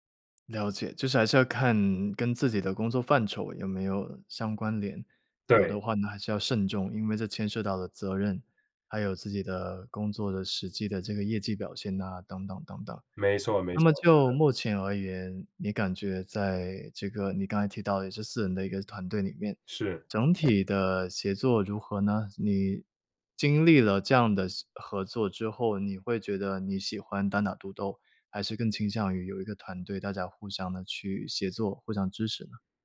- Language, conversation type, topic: Chinese, podcast, 在团队里如何建立信任和默契？
- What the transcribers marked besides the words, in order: other background noise